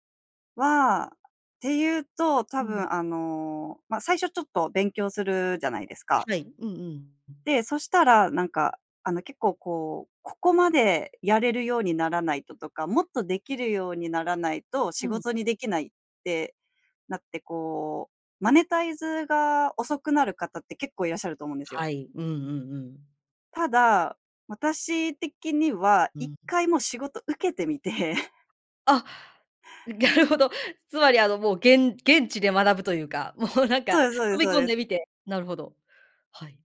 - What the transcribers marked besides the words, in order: chuckle; laughing while speaking: "なるほど"; laughing while speaking: "もう、なんか"
- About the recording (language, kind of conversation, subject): Japanese, podcast, スキルをゼロから学び直した経験を教えてくれますか？